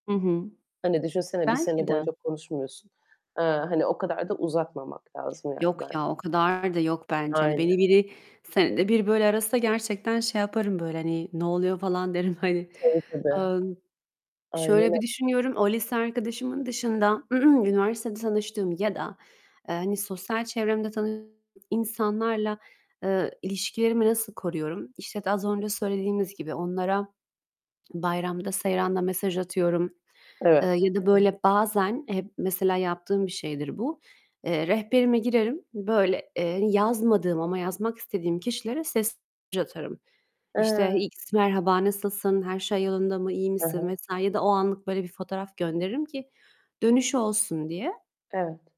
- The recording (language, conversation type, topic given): Turkish, unstructured, Uzun süreli dostlukları canlı tutmanın yolları nelerdir?
- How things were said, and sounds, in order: static; tapping; distorted speech; other background noise; throat clearing